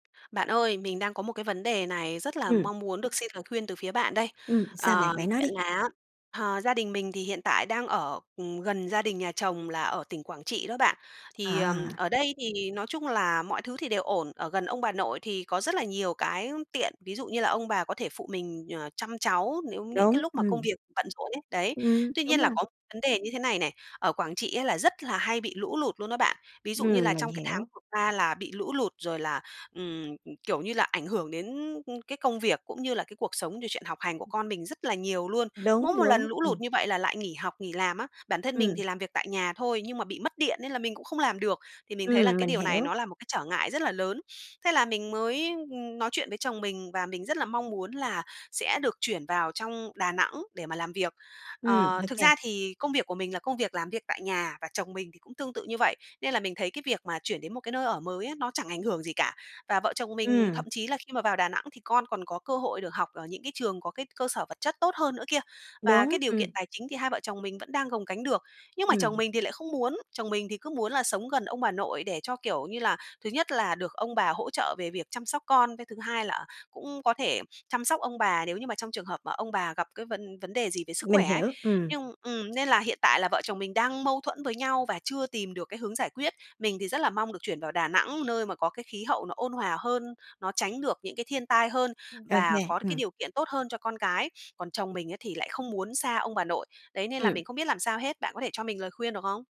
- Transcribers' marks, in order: tapping; other background noise
- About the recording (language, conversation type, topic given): Vietnamese, advice, Làm sao giải quyết xung đột với bạn đời về quyết định chuyển nơi ở?